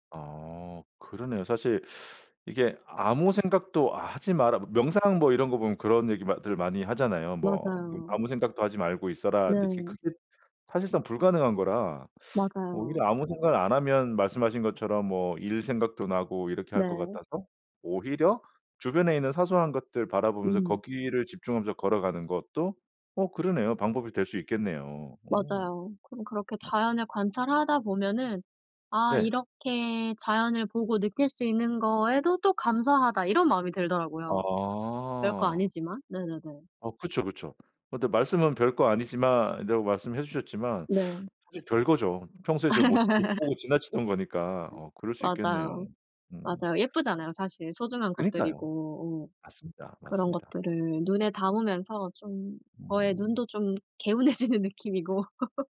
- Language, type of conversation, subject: Korean, podcast, 도심 속 작은 공원에서 마음챙김을 하려면 어떻게 하면 좋을까요?
- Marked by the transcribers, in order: other background noise; tapping; laugh; laughing while speaking: "개운해지는"; chuckle